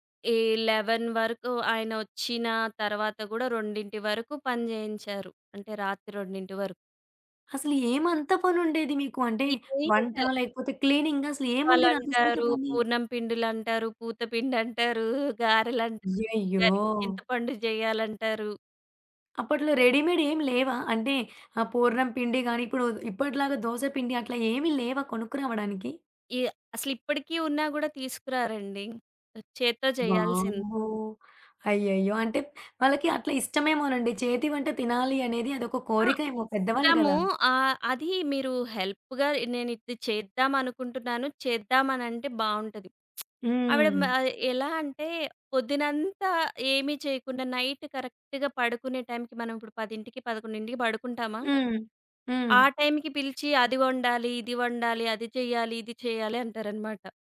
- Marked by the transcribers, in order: in English: "లెవెన్"; "సేపు" said as "సేటు"; other background noise; in English: "హెల్ప్‌గా"; lip smack; in English: "నైట్ కరెక్ట్‌గా"
- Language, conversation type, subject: Telugu, podcast, విభిన్న వయస్సులవారి మధ్య మాటలు అపార్థం కావడానికి ప్రధాన కారణం ఏమిటి?